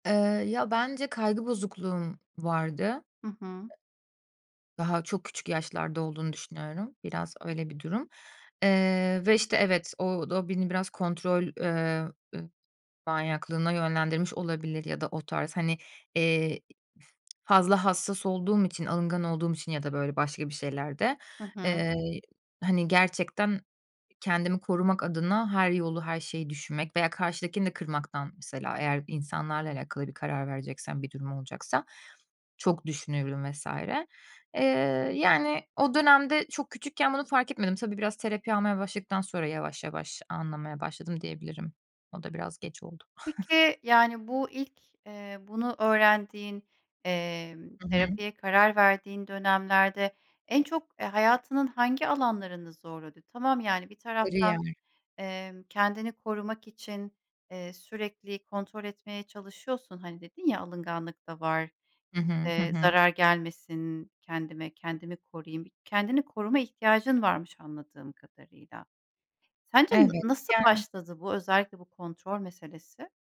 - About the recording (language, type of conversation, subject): Turkish, podcast, Karar paralizisini aşmak için hangi yöntemleri kullanıyorsun?
- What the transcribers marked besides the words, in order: other background noise; chuckle